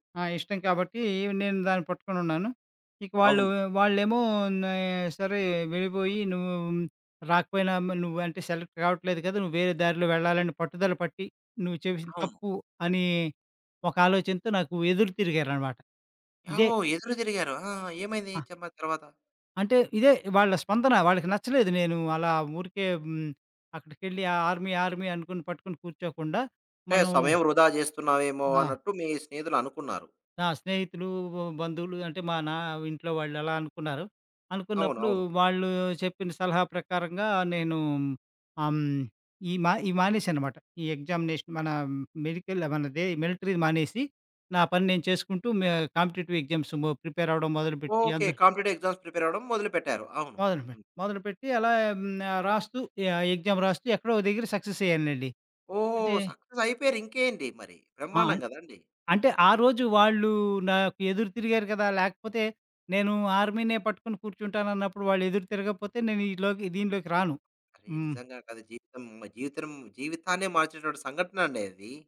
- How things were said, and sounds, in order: in English: "సెలెక్ట్"; other background noise; tapping; in English: "ఎగ్జామినేషన్"; in English: "మెడికల్"; in English: "కాంపిటిటివ్ ఎగ్జామ్స్"; in English: "కాంపిటిటివ్ ఎగ్జామ్స్"; in English: "ఎగ్జామ్"
- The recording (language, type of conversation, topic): Telugu, podcast, కుటుంబ సభ్యులు మరియు స్నేహితుల స్పందనను మీరు ఎలా ఎదుర్కొంటారు?